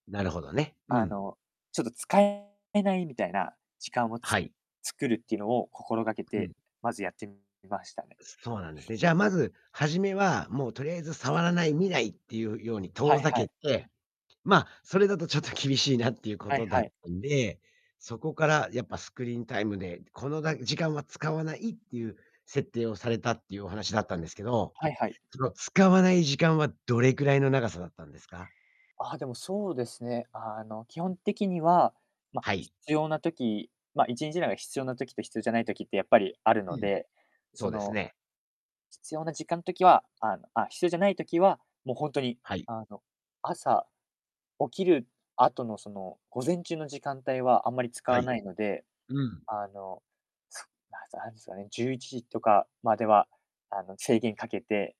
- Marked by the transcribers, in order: distorted speech; static; tapping
- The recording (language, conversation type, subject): Japanese, podcast, デジタルデトックスは実際にどうすればいいですか？